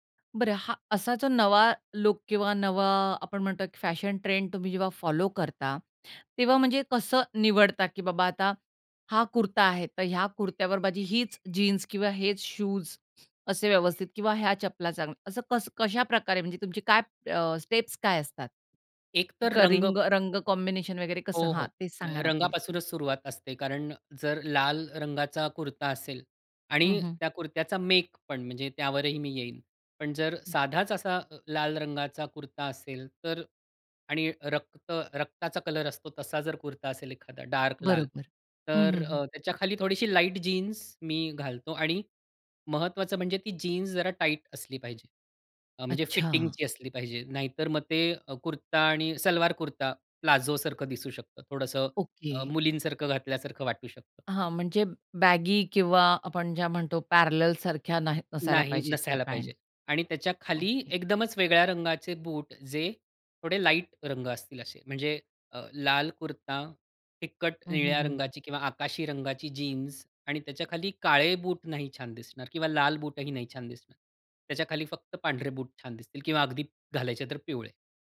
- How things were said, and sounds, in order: in English: "फॉलो"; in English: "स्टेप्स"; in English: "कॉम्बिनेशन"; in English: "मेक"; in English: "टाईट"; in English: "बॅगी"; in English: "पॅरॅलल"
- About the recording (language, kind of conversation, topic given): Marathi, podcast, फॅशनसाठी तुम्हाला प्रेरणा कुठून मिळते?